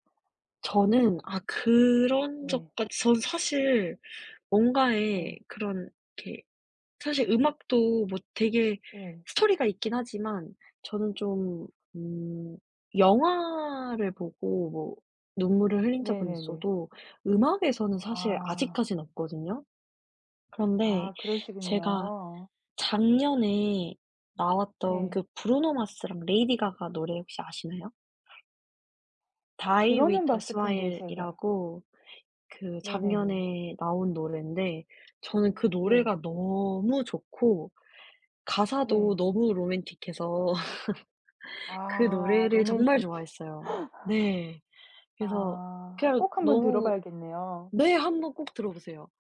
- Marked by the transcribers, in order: laugh; laugh; tapping
- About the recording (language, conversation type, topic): Korean, unstructured, 음악 감상과 독서 중 어떤 활동을 더 즐기시나요?